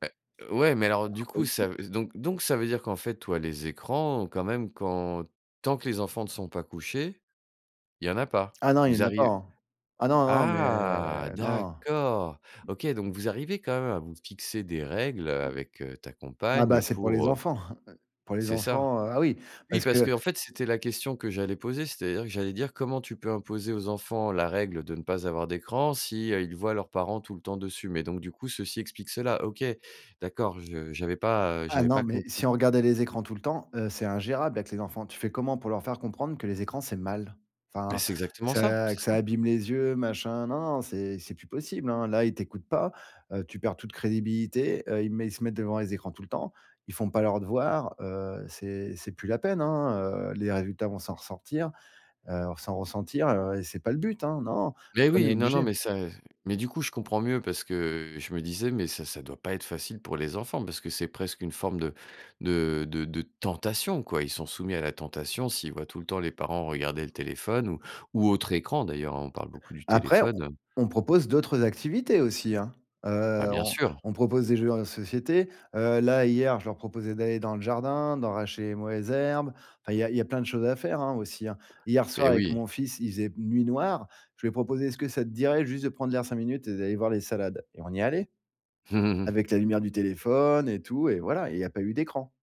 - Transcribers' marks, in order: unintelligible speech; unintelligible speech; other background noise; chuckle; stressed: "mal"; stressed: "tentation"; "d'arracher" said as "d'enrracher"; chuckle
- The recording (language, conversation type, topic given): French, podcast, Comment gères-tu les écrans le soir chez toi ?